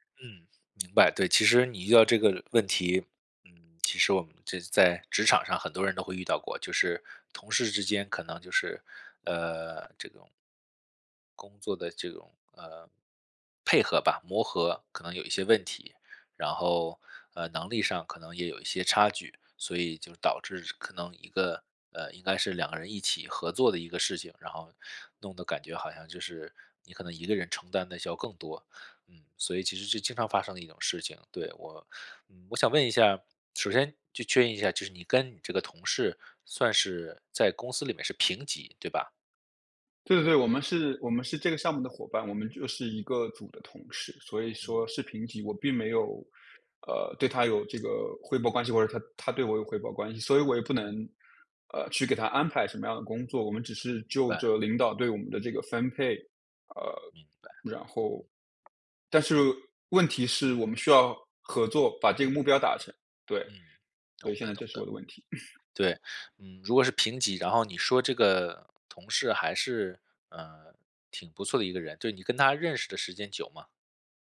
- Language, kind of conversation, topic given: Chinese, advice, 如何在不伤害同事感受的情况下给出反馈？
- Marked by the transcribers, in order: other background noise; throat clearing